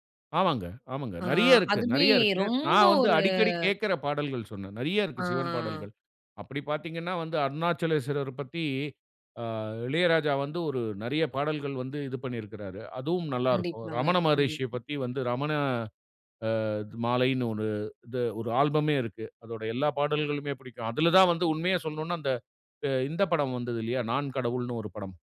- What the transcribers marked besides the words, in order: drawn out: "ஒரு"; drawn out: "ஆ"; tapping; drawn out: "ரமண"
- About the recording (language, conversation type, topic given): Tamil, podcast, இசை உங்களுக்கு கவனம் சேர்க்க உதவுகிறதா, அல்லது கவனத்தைச் சிதறடிக்கிறதா?